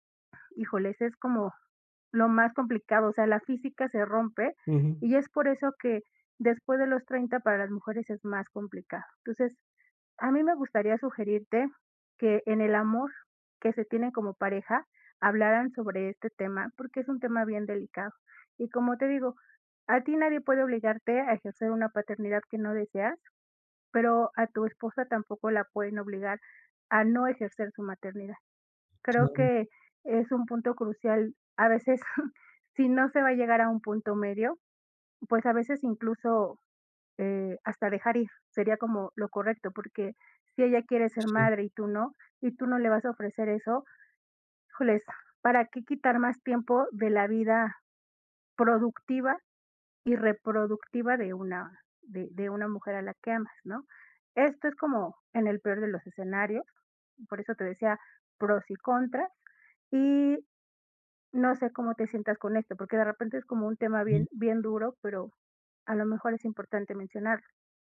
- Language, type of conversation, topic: Spanish, advice, ¿Cómo podemos gestionar nuestras diferencias sobre los planes a futuro?
- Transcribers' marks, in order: chuckle